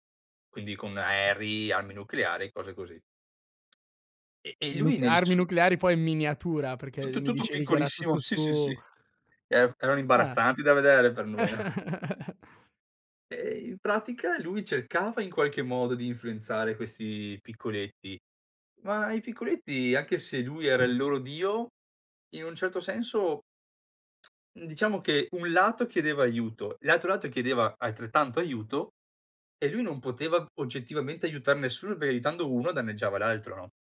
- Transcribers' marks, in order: "aerei" said as "aeri"; other background noise; tapping; chuckle; exhale; tsk; "perché" said as "pei"
- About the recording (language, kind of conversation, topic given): Italian, podcast, Qual è una puntata che non dimenticherai mai?